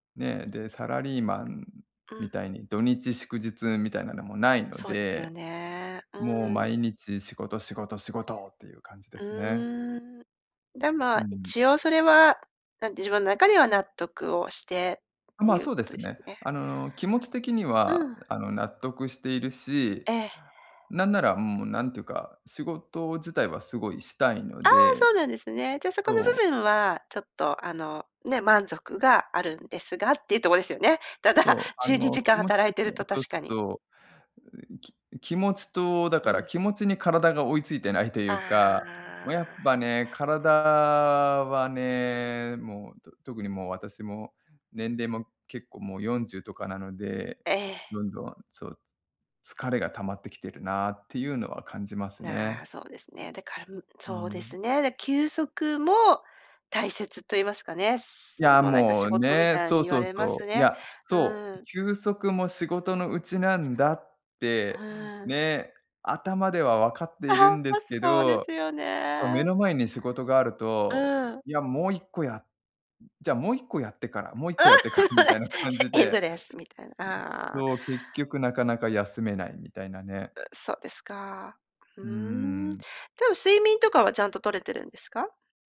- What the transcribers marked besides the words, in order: laughing while speaking: "やってからみたいな感じで"; laugh
- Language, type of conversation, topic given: Japanese, advice, 休息や趣味の時間が取れず、燃え尽きそうだと感じるときはどうすればいいですか？